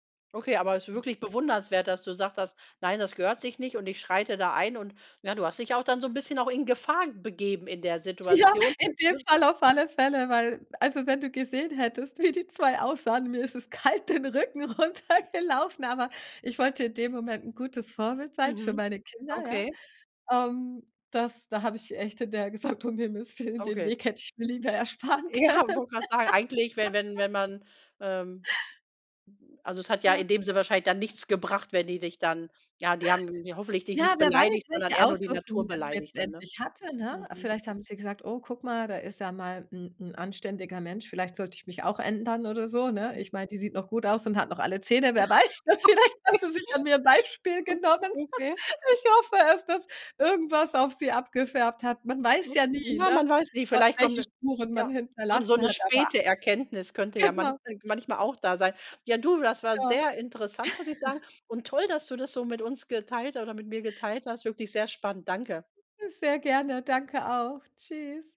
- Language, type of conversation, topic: German, podcast, Welcher Ort in der Natur fühlt sich für dich wie ein Zuhause an?
- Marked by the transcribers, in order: other background noise; laughing while speaking: "Ja"; joyful: "in dem Fall auf alle Fälle"; laughing while speaking: "wie die"; laughing while speaking: "Rücken runtergelaufen"; laughing while speaking: "gesagt: Um Himmels Willen, den Weg hätte ich mir lieber ersparen können"; laughing while speaking: "Ja"; laugh; other noise; laughing while speaking: "Okay, o okay"; laugh; laughing while speaking: "wer weiß denn, vielleicht haben sie sich an mir ein Beispiel genommen"; laugh; joyful: "Ich hoffe es, dass"; laugh